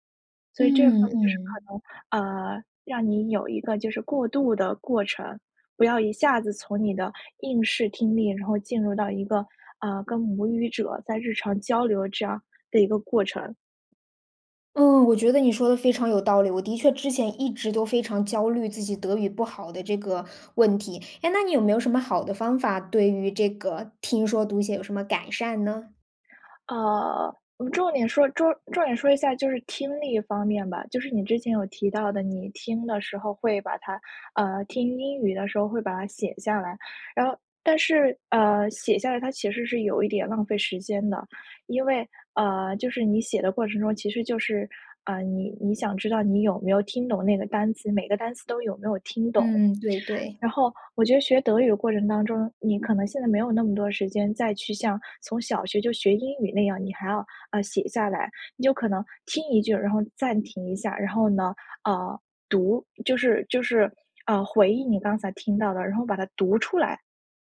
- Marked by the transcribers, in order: none
- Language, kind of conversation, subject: Chinese, advice, 语言障碍让我不敢开口交流